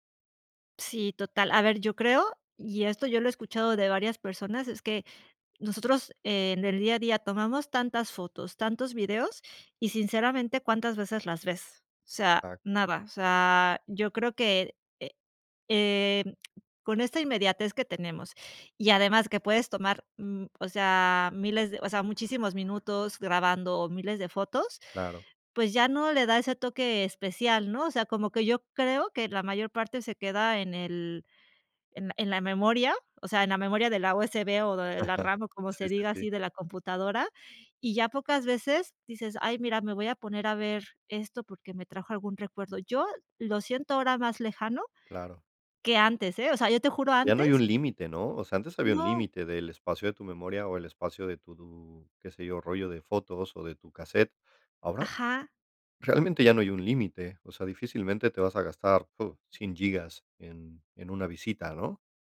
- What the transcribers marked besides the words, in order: other noise; chuckle
- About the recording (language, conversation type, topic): Spanish, podcast, ¿Qué opinas de la gente que usa el celular en conciertos?